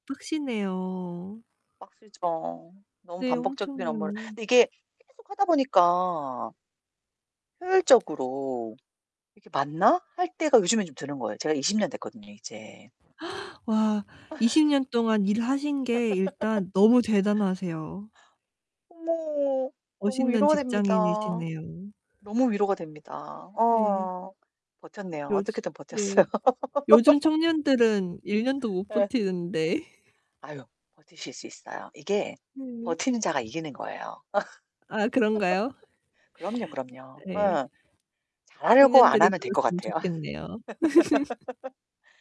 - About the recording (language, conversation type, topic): Korean, advice, 반복적인 업무를 어떻게 효율적으로 위임할 수 있을까요?
- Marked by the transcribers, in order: distorted speech; static; tapping; other background noise; gasp; laugh; laughing while speaking: "버텼어요"; laugh; laughing while speaking: "버티는데"; laugh; laugh